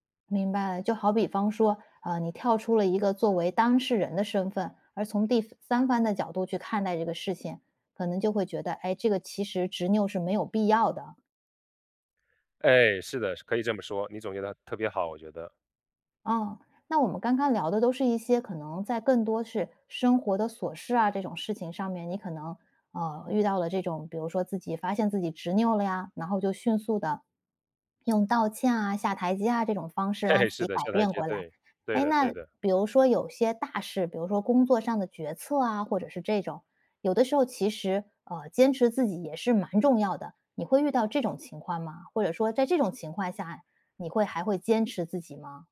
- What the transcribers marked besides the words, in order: tapping; laughing while speaking: "哎，是的"
- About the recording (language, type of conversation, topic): Chinese, podcast, 你是在什么时候开始真正认识自己的？